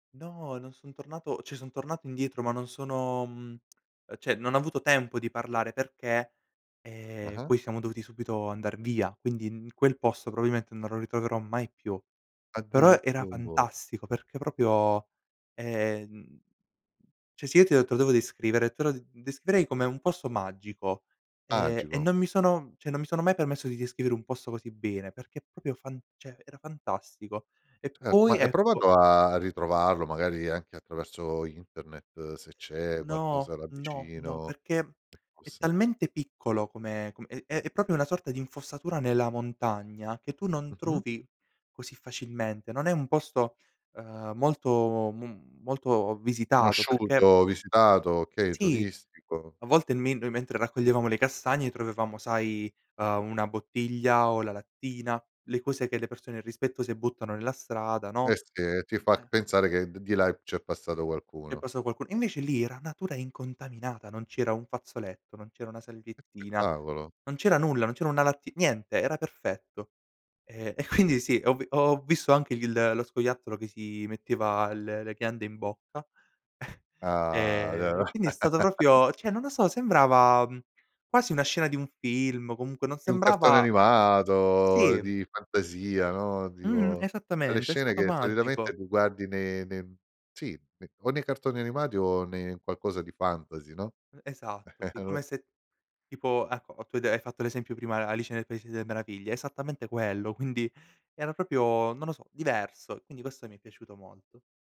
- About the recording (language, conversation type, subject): Italian, podcast, Raccontami un’esperienza in cui la natura ti ha sorpreso all’improvviso?
- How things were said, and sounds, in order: "cioè" said as "ceh"; "cioè" said as "ceh"; "probabilmente" said as "probimente"; "proprio" said as "propio"; "cioè" said as "ceh"; "cioè" said as "ceh"; "proprio" said as "propio"; "cioè" said as "ceh"; other background noise; "proprio" said as "propio"; "trovavamo" said as "trovevamo"; "passato" said as "passao"; laughing while speaking: "quindi"; chuckle; "proprio" said as "propio"; chuckle; "cioè" said as "ceh"; laughing while speaking: "e allor"; "proprio" said as "propio"